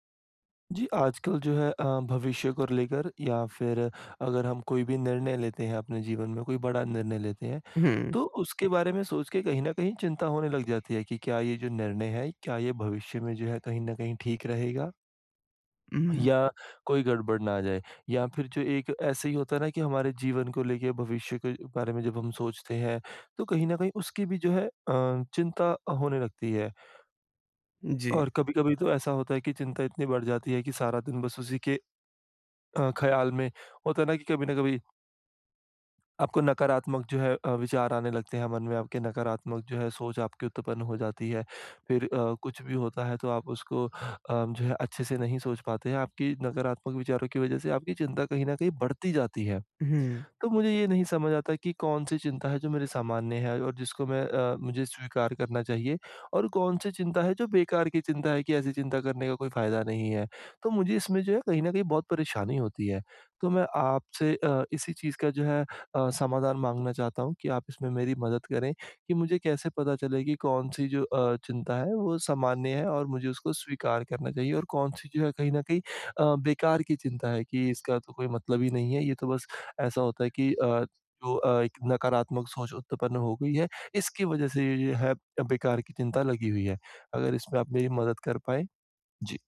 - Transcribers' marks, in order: none
- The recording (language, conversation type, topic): Hindi, advice, क्या चिंता होना सामान्य है और मैं इसे स्वस्थ तरीके से कैसे स्वीकार कर सकता/सकती हूँ?